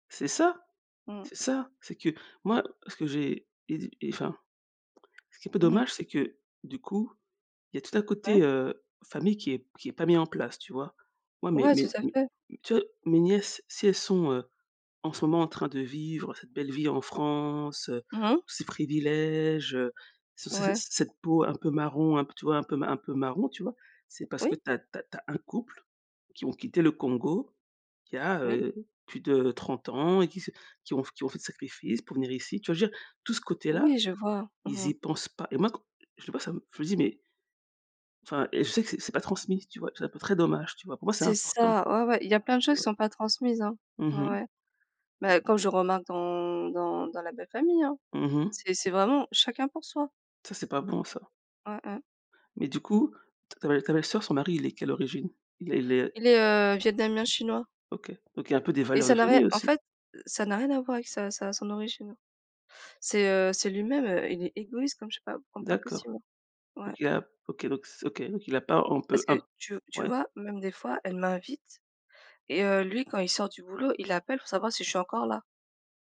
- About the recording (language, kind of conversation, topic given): French, unstructured, Comment décrirais-tu ta relation avec ta famille ?
- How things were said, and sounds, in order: tapping; unintelligible speech